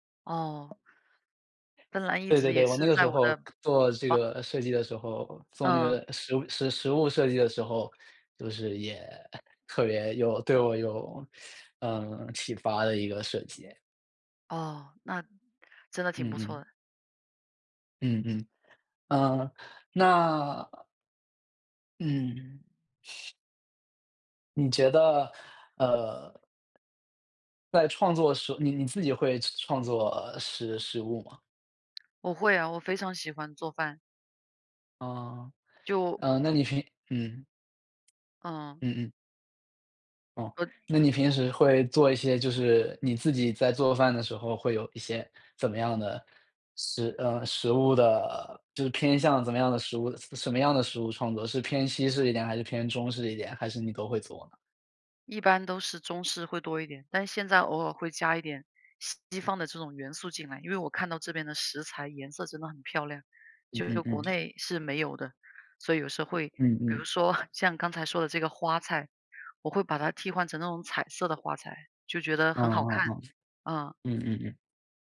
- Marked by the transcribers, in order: other background noise; teeth sucking
- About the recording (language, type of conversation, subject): Chinese, unstructured, 在你看来，食物与艺术之间有什么关系？